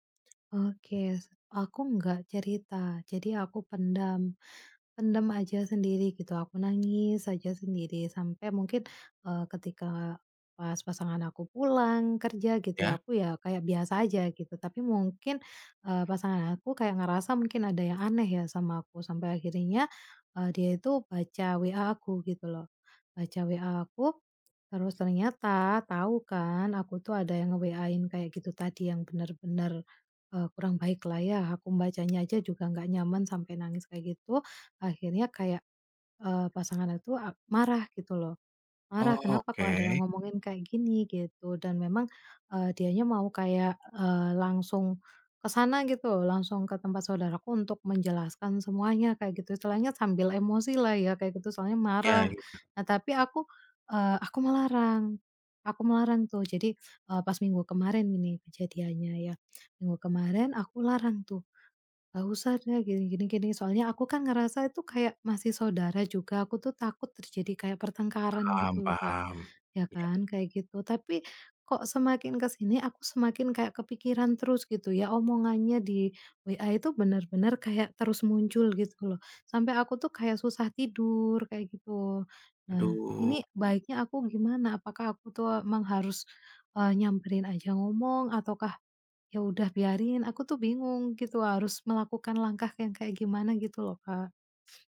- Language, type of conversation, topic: Indonesian, advice, Bagaimana sebaiknya saya menyikapi gosip atau rumor tentang saya yang sedang menyebar di lingkungan pergaulan saya?
- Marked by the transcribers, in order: other background noise